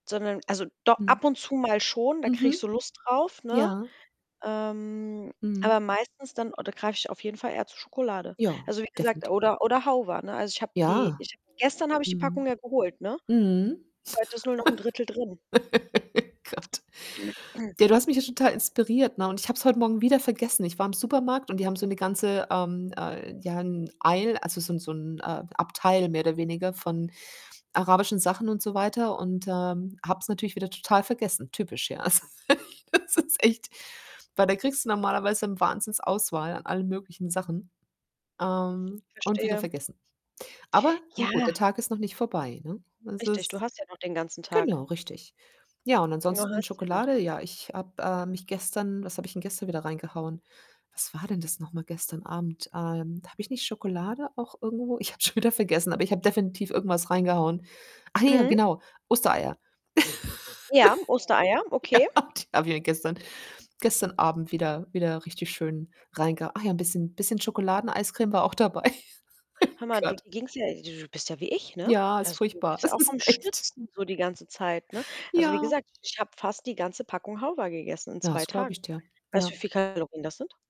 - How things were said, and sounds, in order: distorted speech; unintelligible speech; other background noise; laugh; throat clearing; laughing while speaking: "Also, das ist"; chuckle; laughing while speaking: "ich habe es"; chuckle; laughing while speaking: "Ja"; chuckle; laughing while speaking: "Es ist echt"; unintelligible speech
- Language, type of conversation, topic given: German, unstructured, Was magst du lieber: Schokolade oder Gummibärchen?